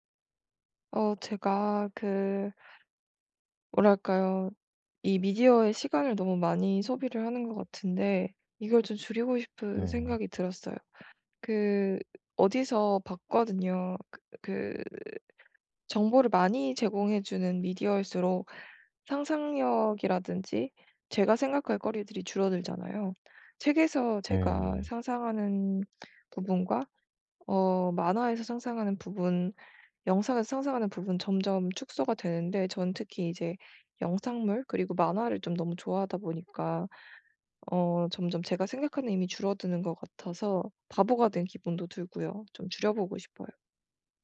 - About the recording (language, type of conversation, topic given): Korean, advice, 미디어를 과하게 소비하는 습관을 줄이려면 어디서부터 시작하는 게 좋을까요?
- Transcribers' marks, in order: tapping; other background noise